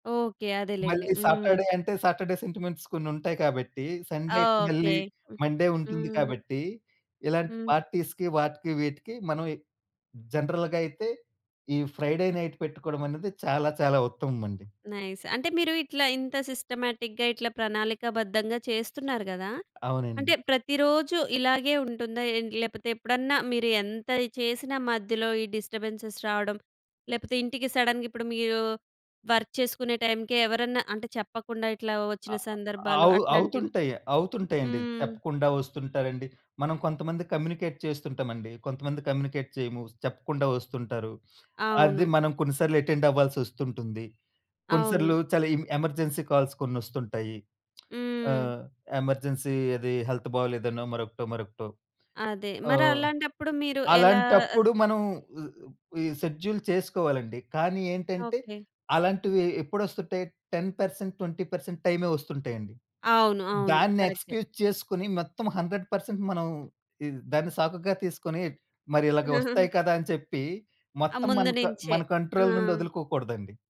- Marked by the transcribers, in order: in English: "సాటర్‌డే"; in English: "సెంటిమెంట్స్"; in English: "పార్టీస్‌కి"; in English: "జనరల్‌గయితే"; in English: "నైట్"; in English: "నైస్"; in English: "సిస్టమాటిక్‌గా"; other background noise; in English: "డిస్టర్బె‌న్సెస్"; in English: "సడెన్‌గా"; in English: "వర్క్"; in English: "కమ్యూనికేట్"; in English: "కమ్యూనికేట్"; in English: "అటెండ్"; in English: "ఎమ్ ఎమర్జెన్సీ కాల్స్"; tapping; in English: "ఎమర్జెన్సీ"; in English: "హెల్త్"; in English: "షెడ్యూల్"; in English: "టెన్ పర్సెంట్ ట్వెంటీ పర్సెంట్"; in English: "ఎక్స్‌క్యూజ్"; chuckle; in English: "కంట్రోల్"
- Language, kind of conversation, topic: Telugu, podcast, మీరు అభ్యాసానికి రోజువారీ అలవాట్లను ఎలా ఏర్పరచుకుంటారు?